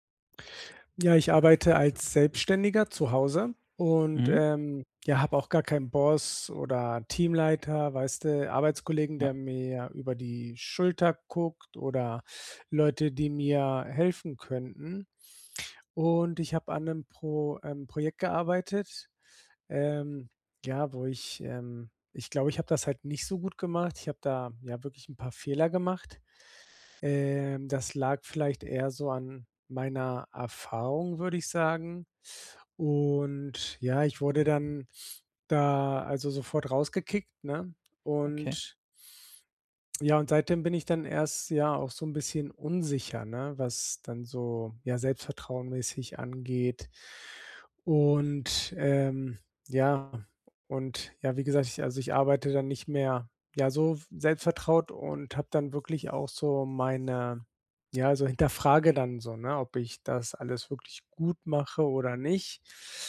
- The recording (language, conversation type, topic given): German, advice, Wie kann ich einen Fehler als Lernchance nutzen, ohne zu verzweifeln?
- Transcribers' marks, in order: none